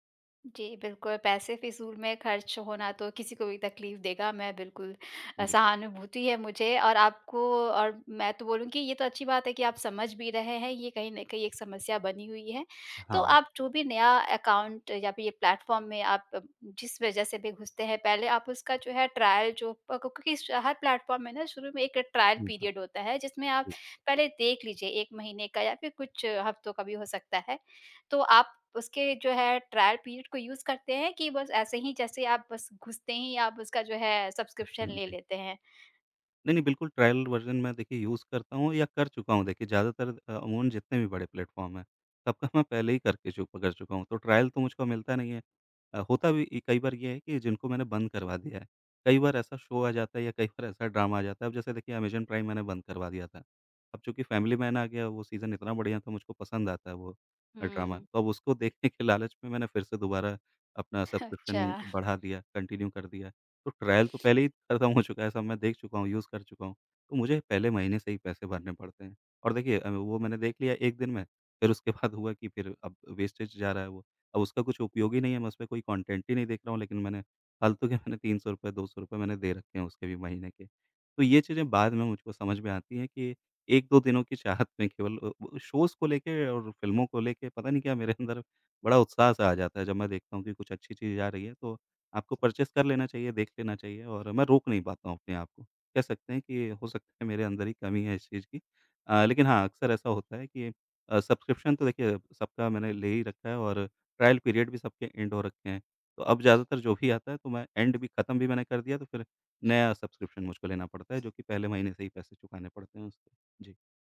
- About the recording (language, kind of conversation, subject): Hindi, advice, कई सब्सक्रिप्शन में फँसे रहना और कौन-कौन से काटें न समझ पाना
- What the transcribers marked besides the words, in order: in English: "ट्रायल"; in English: "ट्रायल पीरियड"; in English: "ट्रायल पीरियड"; in English: "यूज़"; in English: "सब्सक्रिप्शन"; in English: "ट्रायल वर्ज़न"; in English: "यूज़"; in English: "ट्रायल"; laughing while speaking: "अच्छा"; in English: "कंटिन्यू"; in English: "ट्रायल"; other background noise; laughing while speaking: "चुका है"; in English: "यूज़"; in English: "वेस्टेज"; in English: "कंटेंट"; in English: "शोज़"; in English: "परचेज़"; in English: "ट्रायल पीरियड"; in English: "एंड"; in English: "एंड"